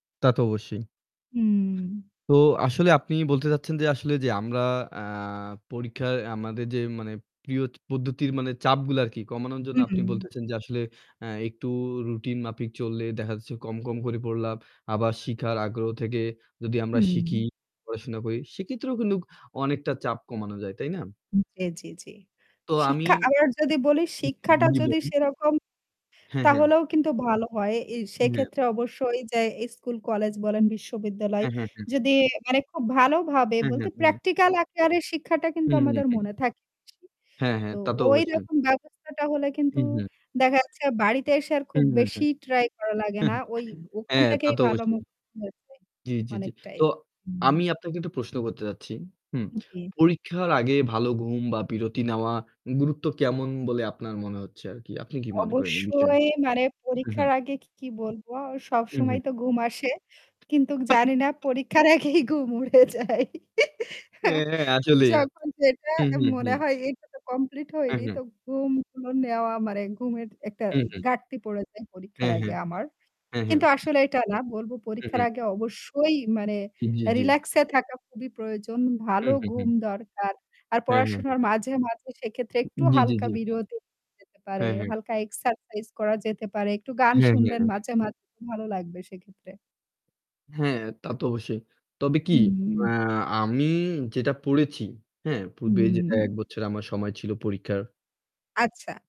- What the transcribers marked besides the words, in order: static; tapping; distorted speech; unintelligible speech; chuckle; unintelligible speech; other background noise; laughing while speaking: "আগেই ঘুম উড়ে যায়"; chuckle; unintelligible speech; "মানে" said as "মারে"
- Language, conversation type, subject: Bengali, unstructured, কীভাবে পরীক্ষার চাপ কমানো যায়?
- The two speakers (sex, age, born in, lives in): female, 35-39, Bangladesh, Bangladesh; male, 20-24, Bangladesh, Bangladesh